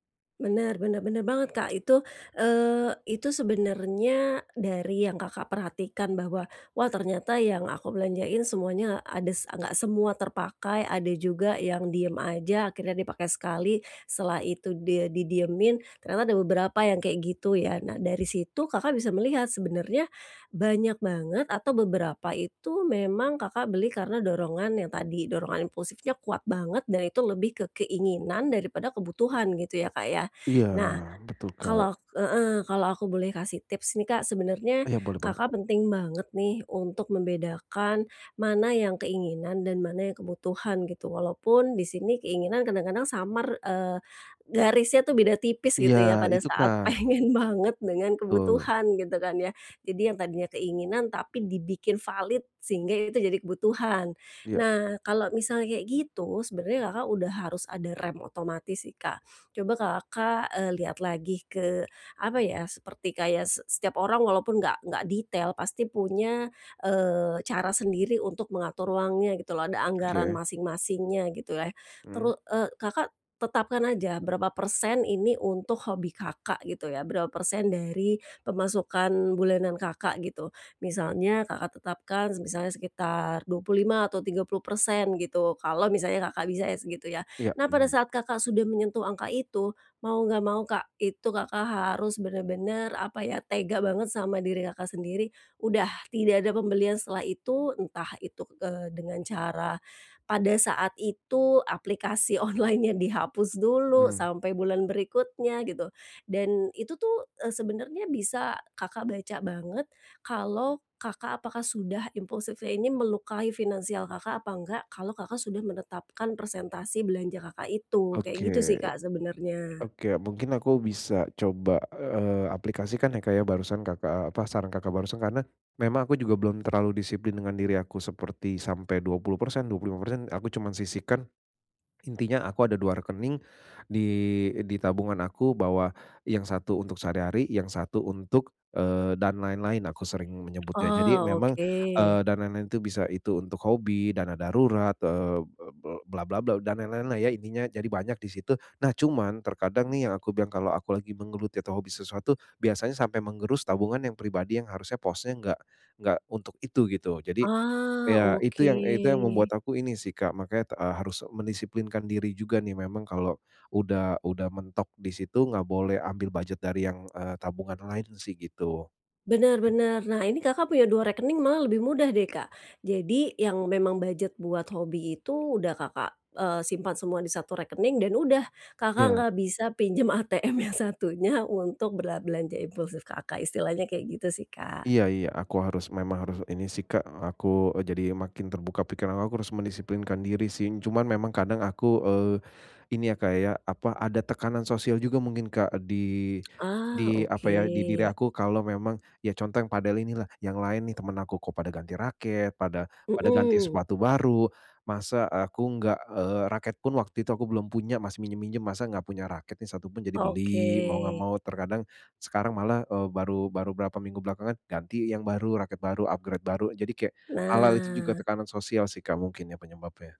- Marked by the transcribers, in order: other background noise; laughing while speaking: "pengen banget"; "gitulah" said as "gituleh"; laughing while speaking: "online-nya"; "iya" said as "eya"; in English: "budget"; in English: "budget"; laughing while speaking: "pinjam ATM yang satunya"; tsk; in English: "upgrade"
- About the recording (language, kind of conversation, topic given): Indonesian, advice, Bagaimana cara mengendalikan dorongan impulsif untuk melakukan kebiasaan buruk?